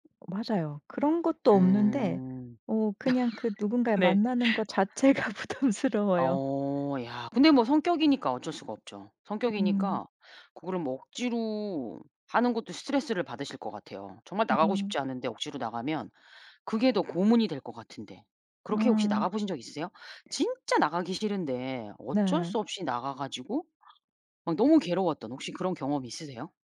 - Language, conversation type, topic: Korean, advice, 모임 초대를 계속 거절하기가 어려워 부담스러울 때는 어떻게 해야 하나요?
- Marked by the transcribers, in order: other background noise; laugh; tapping; laugh; laughing while speaking: "자체가 부담스러워요"; other noise